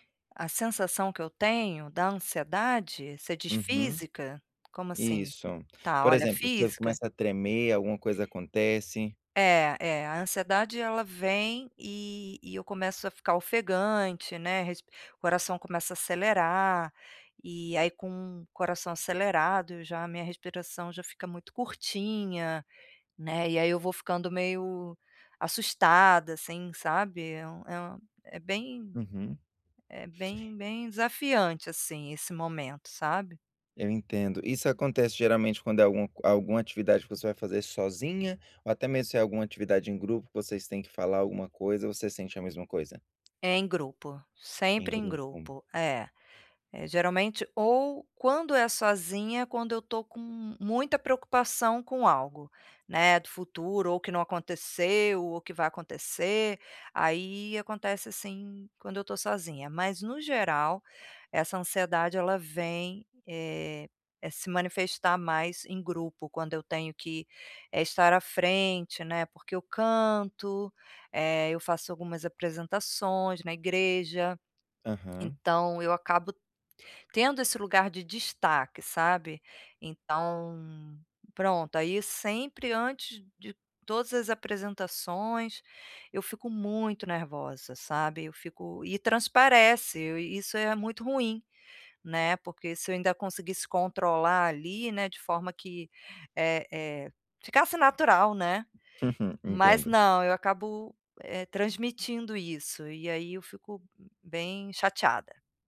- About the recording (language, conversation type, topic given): Portuguese, advice, Quais técnicas de respiração posso usar para autorregular minhas emoções no dia a dia?
- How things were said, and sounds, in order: tapping; other background noise